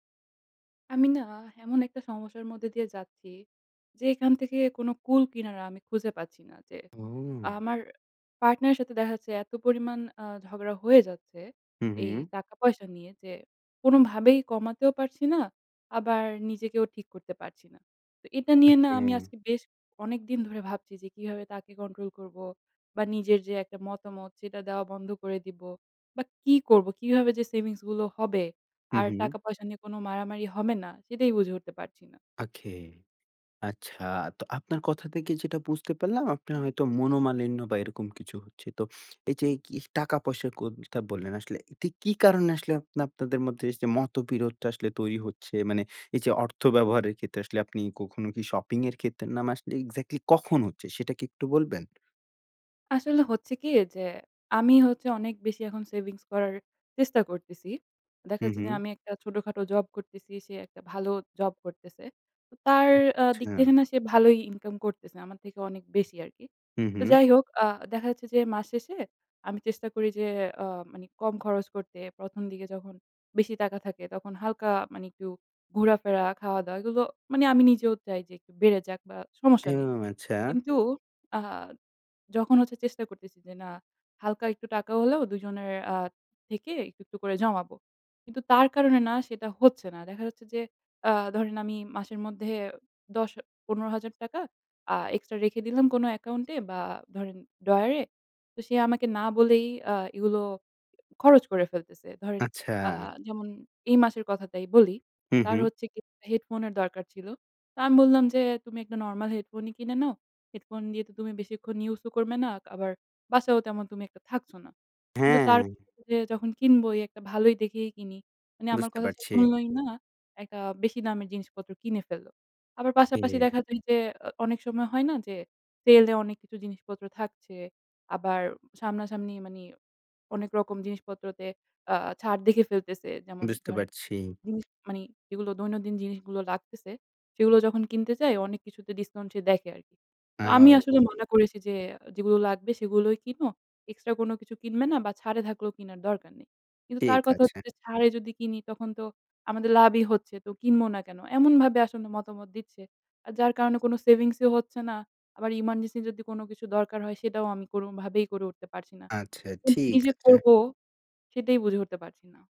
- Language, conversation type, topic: Bengali, advice, সঙ্গীর সঙ্গে টাকা খরচ করা নিয়ে মতবিরোধ হলে কীভাবে সমাধান করবেন?
- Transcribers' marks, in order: other background noise; other noise; unintelligible speech